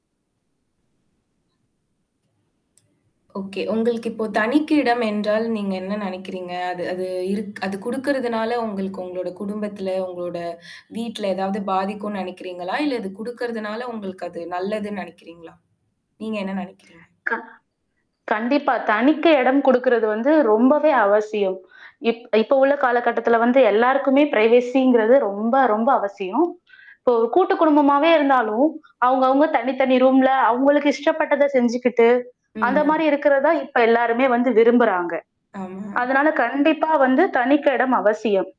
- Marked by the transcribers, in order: static; other noise; mechanical hum; tapping; in English: "ப்ரைவேசிங்கிறது"; distorted speech
- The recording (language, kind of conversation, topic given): Tamil, podcast, போதுமான அளவு தனக்கான நேரமும் இடமும் எப்படிப் பெற்றுக்கொள்ளலாம்?